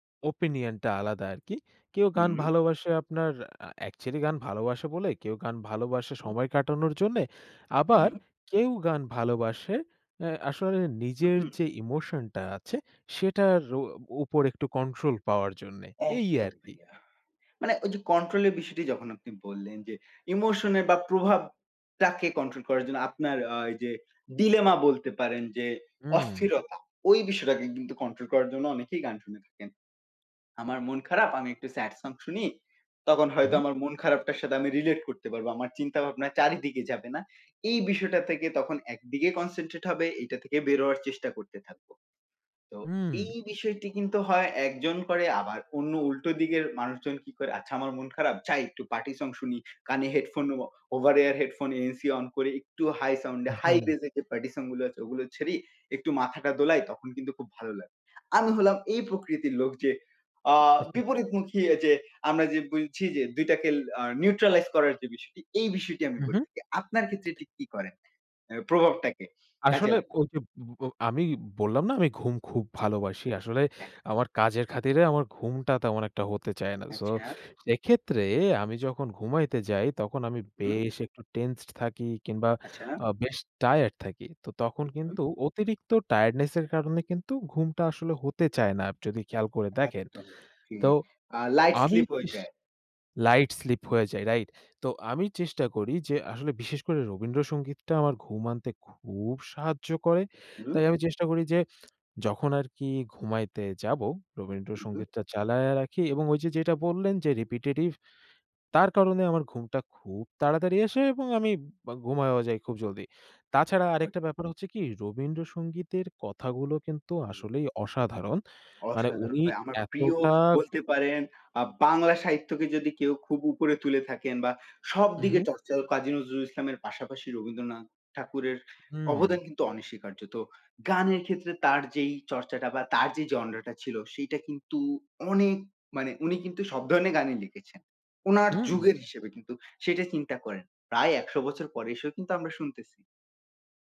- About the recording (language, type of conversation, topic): Bengali, unstructured, সঙ্গীত আপনার জীবনে কী ধরনের প্রভাব ফেলেছে?
- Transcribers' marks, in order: in English: "ডিলেমা"; unintelligible speech; in English: "নিউট্রালাইজ"; other background noise; tapping; lip smack; unintelligible speech